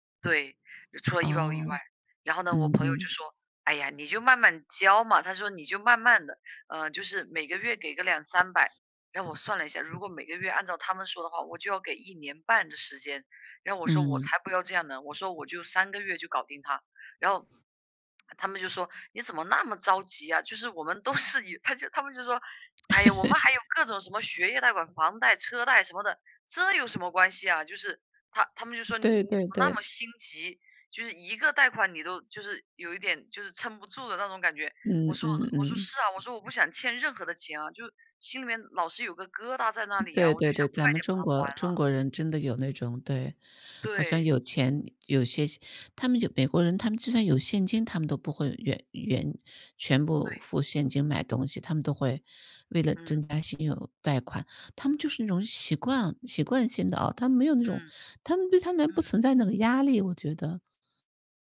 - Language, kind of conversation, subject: Chinese, unstructured, 房价不断上涨，年轻人该怎么办？
- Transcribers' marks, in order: other background noise; laughing while speaking: "都是以"; chuckle